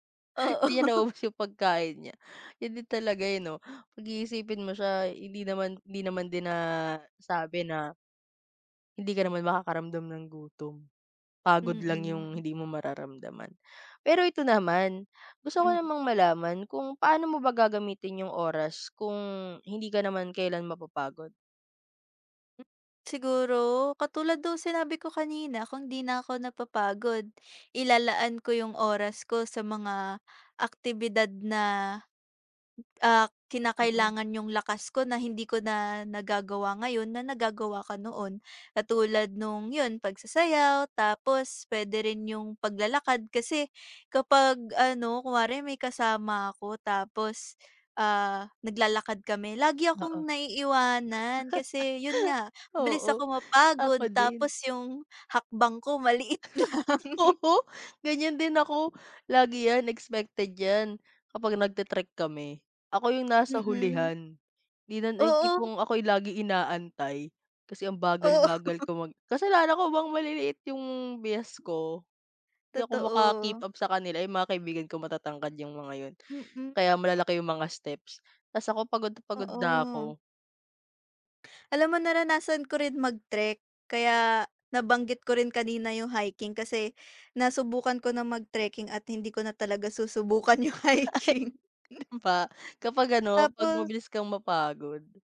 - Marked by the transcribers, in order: laugh; laugh; laugh; laugh
- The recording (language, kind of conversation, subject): Filipino, unstructured, Ano ang gagawin mo kung isang araw ay hindi ka makaramdam ng pagod?